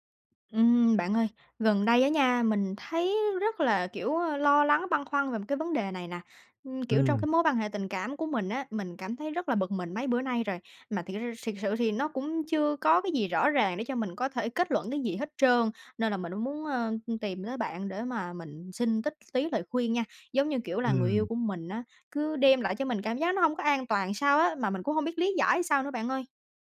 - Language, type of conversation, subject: Vietnamese, advice, Làm sao đối diện với cảm giác nghi ngờ hoặc ghen tuông khi chưa có bằng chứng rõ ràng?
- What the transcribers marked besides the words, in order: tapping